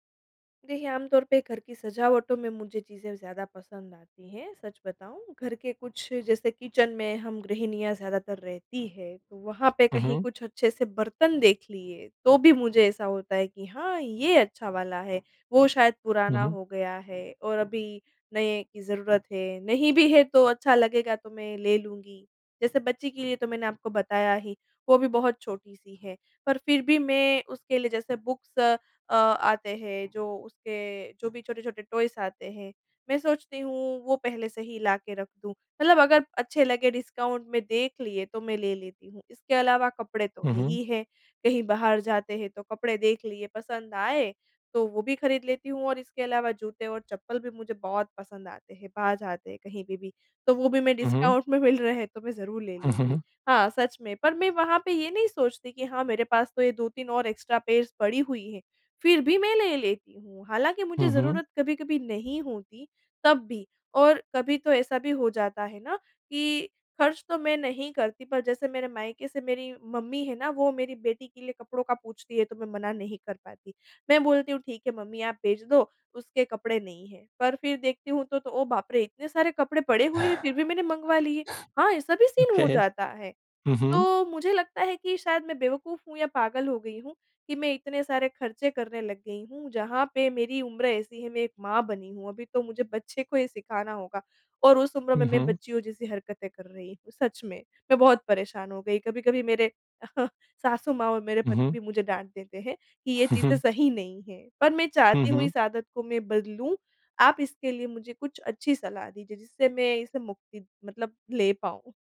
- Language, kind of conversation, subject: Hindi, advice, सीमित आमदनी में समझदारी से खर्च करने की आदत कैसे डालें?
- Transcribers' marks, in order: in English: "किचन"; in English: "बुक्स"; in English: "टॉयस"; in English: "डिस्काउंट"; in English: "डिस्काउंट"; other background noise; in English: "एक्स्ट्रा पेयर्स"; in English: "ओके"; in English: "सीन"; chuckle